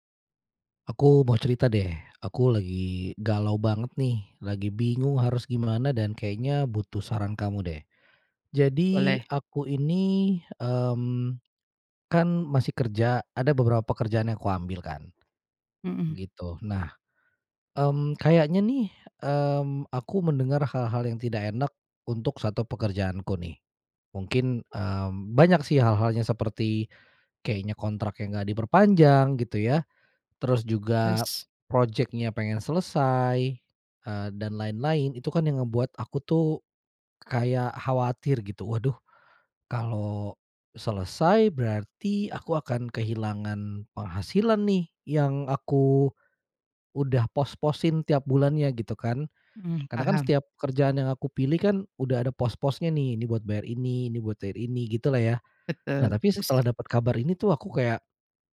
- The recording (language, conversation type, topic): Indonesian, advice, Bagaimana cara menghadapi ketidakpastian keuangan setelah pengeluaran mendadak atau penghasilan menurun?
- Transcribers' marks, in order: none